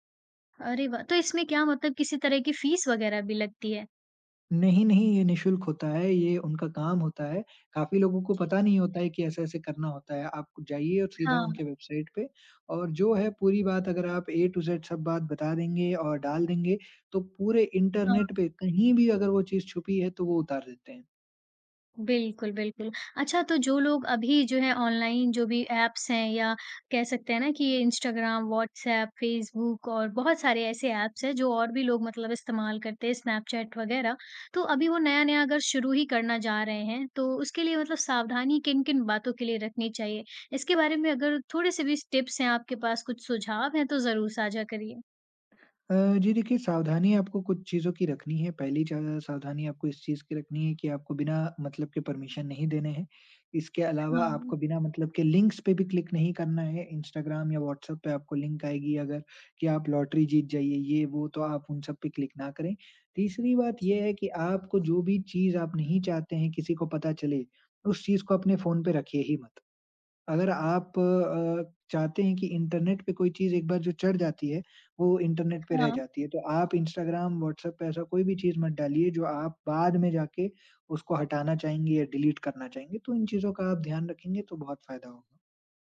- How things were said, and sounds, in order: other background noise; tapping; in English: "ऐप्स"; in English: "ऐप्स"; in English: "टिप्स"; in English: "परमिशन"; in English: "लिंक्स"; in English: "क्लिक"; in English: "क्लिक"; in English: "डिलीट"
- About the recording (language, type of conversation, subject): Hindi, podcast, ऑनलाइन निजता समाप्त होती दिखे तो आप क्या करेंगे?